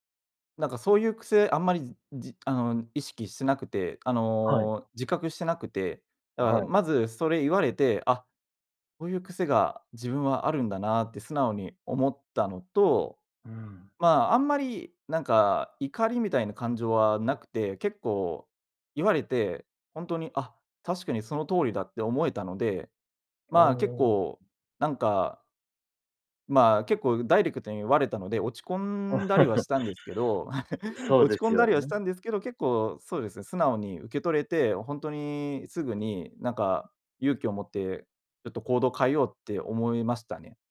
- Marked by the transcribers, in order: laugh
- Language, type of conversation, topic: Japanese, podcast, 誰かの一言で人生の進む道が変わったことはありますか？